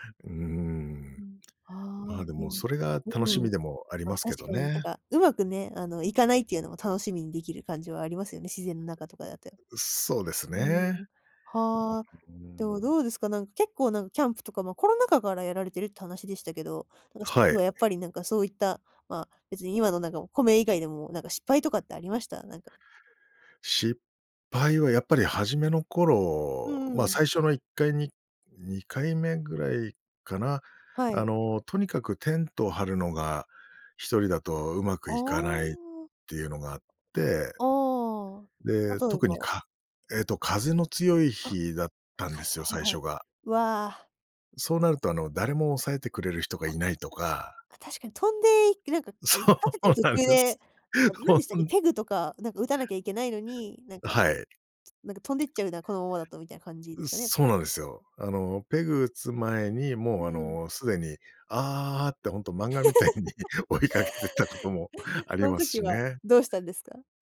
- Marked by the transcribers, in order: laughing while speaking: "そうなんです。ほん"; other noise; laugh; laughing while speaking: "みたいに追いかけてったことも"
- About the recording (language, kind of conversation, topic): Japanese, podcast, 趣味でいちばん楽しい瞬間はどんなときですか？
- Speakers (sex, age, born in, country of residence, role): female, 20-24, Japan, Japan, host; male, 45-49, Japan, Japan, guest